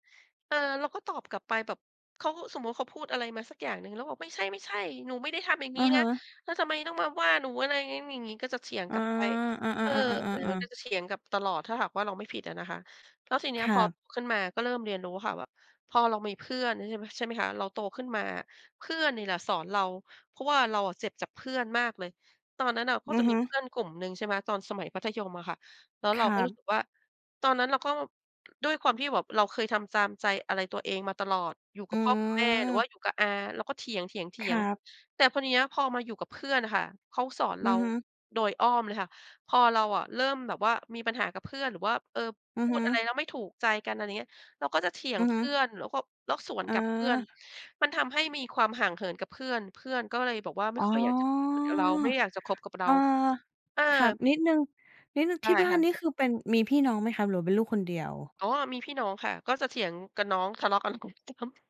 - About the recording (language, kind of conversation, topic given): Thai, podcast, ควรทำอย่างไรเมื่อมีคนพูดอะไรบางอย่างแล้วคุณโกรธขึ้นมาทันที?
- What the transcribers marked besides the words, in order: tapping; other background noise; unintelligible speech